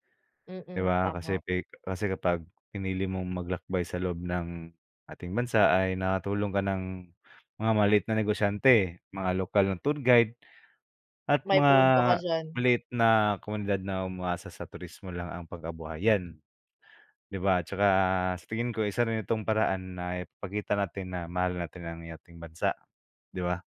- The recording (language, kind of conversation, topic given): Filipino, unstructured, Mas gusto mo bang maglakbay sa ibang bansa o tuklasin ang sarili mong bayan?
- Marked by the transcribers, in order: none